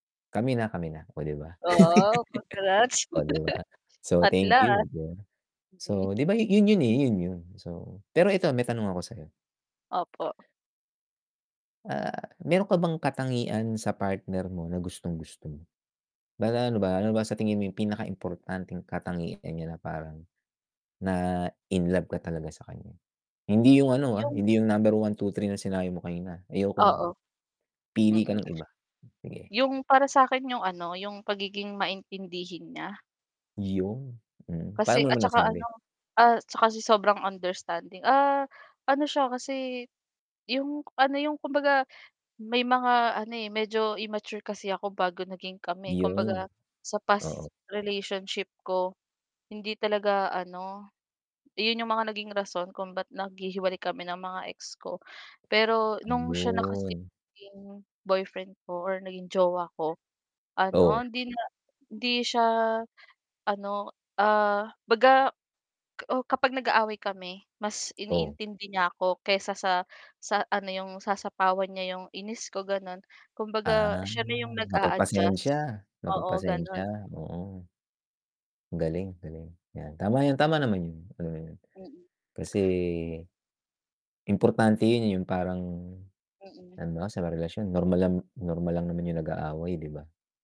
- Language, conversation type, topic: Filipino, unstructured, Paano mo malalaman kung handa ka na sa seryosong relasyon at paano mo ito pinananatiling maayos kasama ang iyong kapareha?
- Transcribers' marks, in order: static; chuckle; distorted speech; chuckle; drawn out: "Ah"